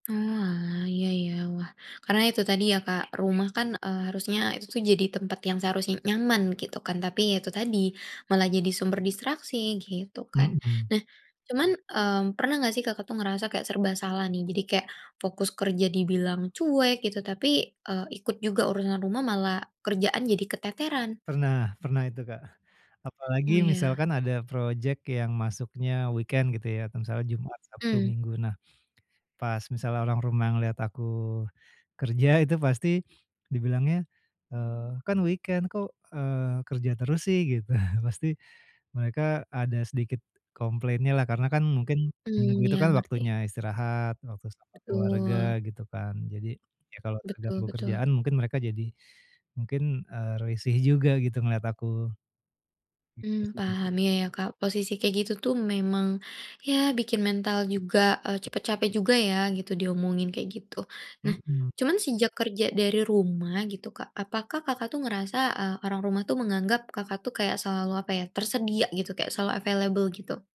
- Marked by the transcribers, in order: other animal sound; in English: "weekend"; other background noise; in English: "weekend"; laughing while speaking: "Gitu"; in English: "available"
- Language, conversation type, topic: Indonesian, advice, Bagaimana cara menetapkan waktu tanpa gangguan setiap hari agar tetap fokus?